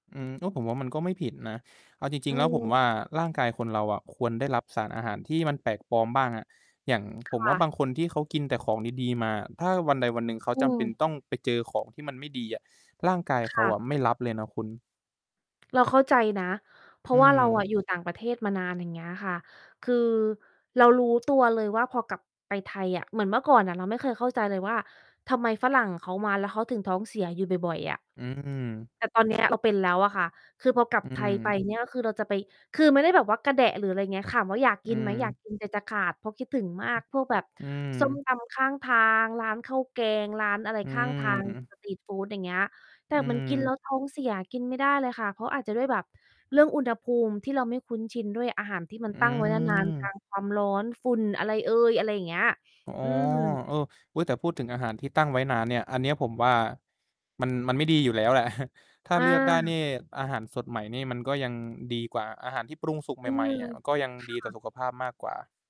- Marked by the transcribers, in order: distorted speech; mechanical hum; in English: "สตรีตฟูด"; laughing while speaking: "แหละ"
- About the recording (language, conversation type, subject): Thai, unstructured, คุณคิดว่าการเรียนรู้ทำอาหารมีประโยชน์กับชีวิตอย่างไร?